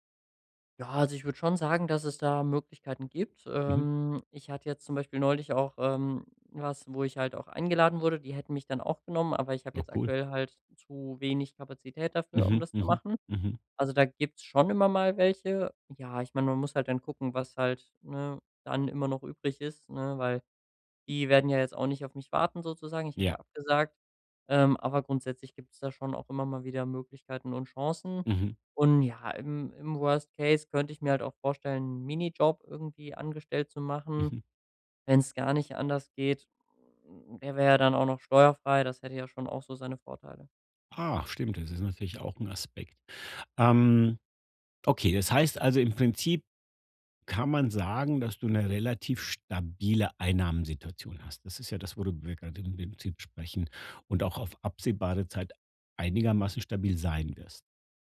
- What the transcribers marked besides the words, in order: stressed: "eingeladen"; in English: "Worst Case"
- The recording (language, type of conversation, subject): German, advice, Wie kann ich in der frühen Gründungsphase meine Liquidität und Ausgabenplanung so steuern, dass ich das Risiko gering halte?